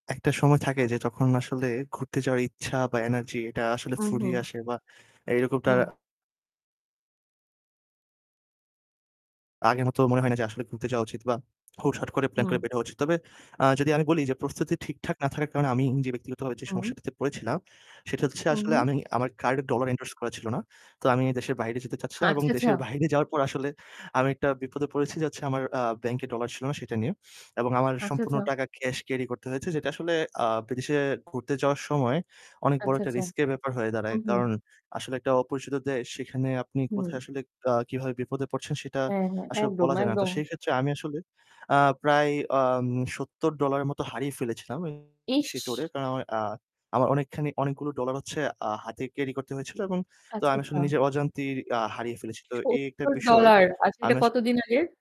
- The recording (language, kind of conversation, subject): Bengali, unstructured, আপনি ভ্রমণে যাওয়ার আগে কী ধরনের প্রস্তুতি নেন?
- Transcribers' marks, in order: static; distorted speech; other background noise; "আচ্ছা" said as "হাচ্ছা"; "আচ্ছা" said as "আচ্চাচা"; "আচ্ছা" said as "আচ্চাচা"; mechanical hum; unintelligible speech